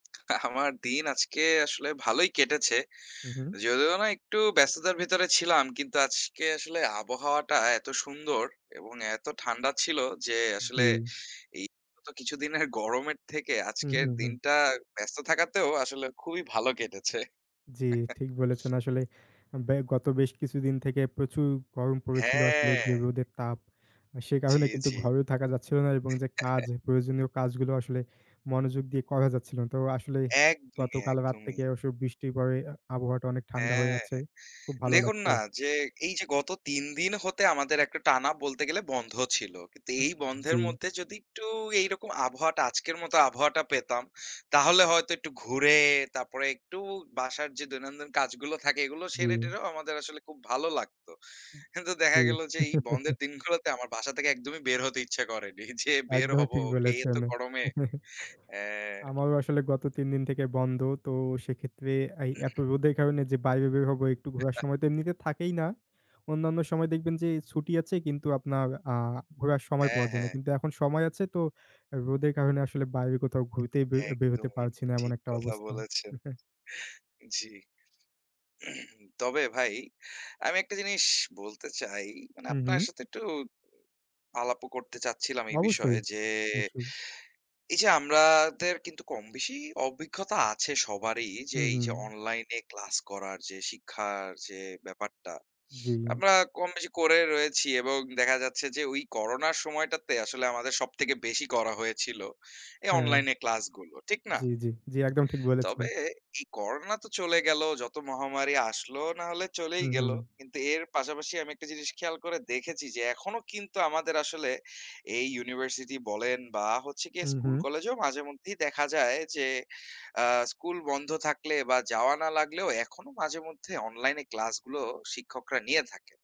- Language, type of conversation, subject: Bengali, unstructured, অনলাইন শিক্ষা কি সশরীরে ক্লাসের বিকল্প হতে পারে?
- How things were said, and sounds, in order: laughing while speaking: "আমার"; chuckle; drawn out: "হ্যাঁ"; chuckle; laughing while speaking: "কিন্তু দেখা গেল যে, এই … এতো গরমে। হ্যাঁ"; chuckle; chuckle; throat clearing; chuckle; chuckle; throat clearing; sniff